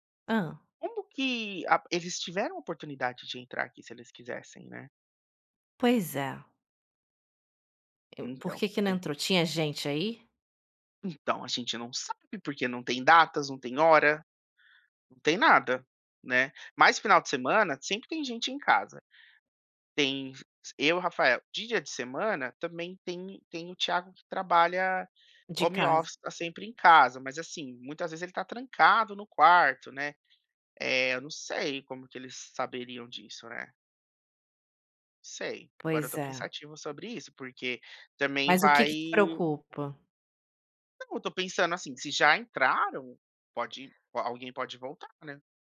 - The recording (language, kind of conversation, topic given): Portuguese, advice, Como posso encontrar uma moradia acessível e segura?
- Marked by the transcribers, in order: tapping; in English: "home office"; other background noise